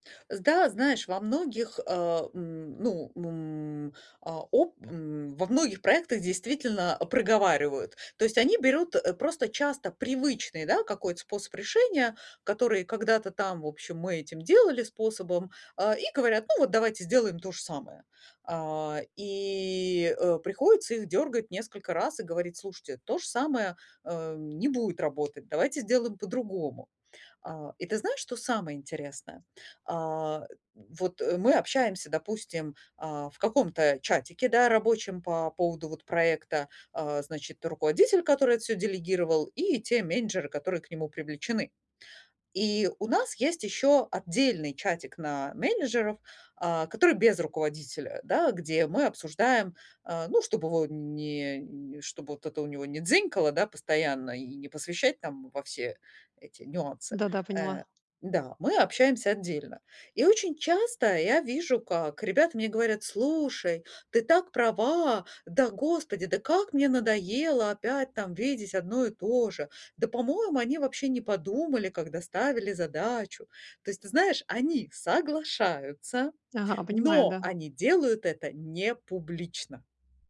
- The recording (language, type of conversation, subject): Russian, advice, Как мне улучшить свою профессиональную репутацию на работе?
- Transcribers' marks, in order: tapping